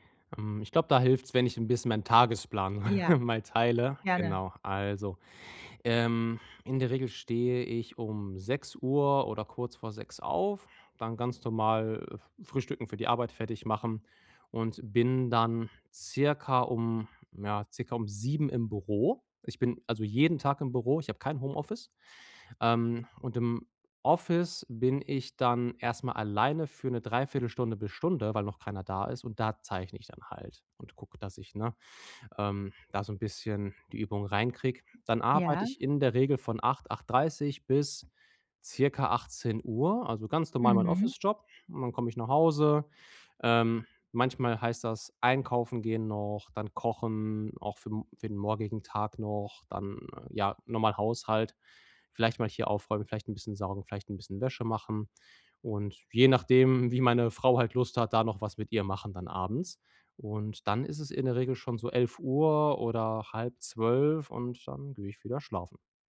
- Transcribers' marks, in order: chuckle; other background noise
- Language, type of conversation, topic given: German, advice, Wie kann ich beim Training langfristig motiviert bleiben?